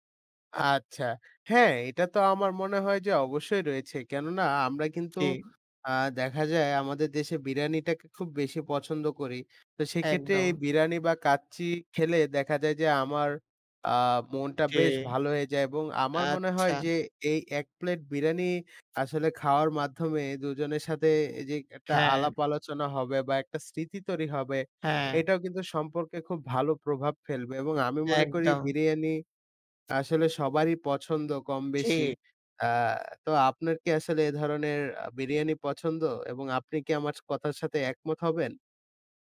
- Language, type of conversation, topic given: Bengali, unstructured, আপনার মতে, খাবারের মাধ্যমে সম্পর্ক গড়ে তোলা কতটা গুরুত্বপূর্ণ?
- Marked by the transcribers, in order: tapping